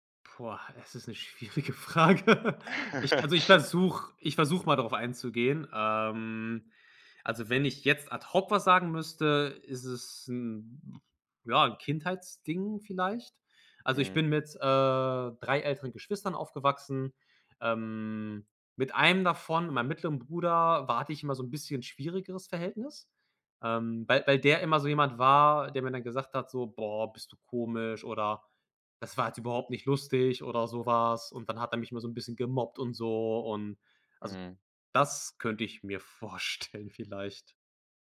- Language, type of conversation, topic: German, advice, Wie kann ich mich trotz Angst vor Bewertung und Ablehnung selbstsicherer fühlen?
- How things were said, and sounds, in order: laughing while speaking: "schwierige Frage"; chuckle; other background noise; tapping; laughing while speaking: "vorstellen"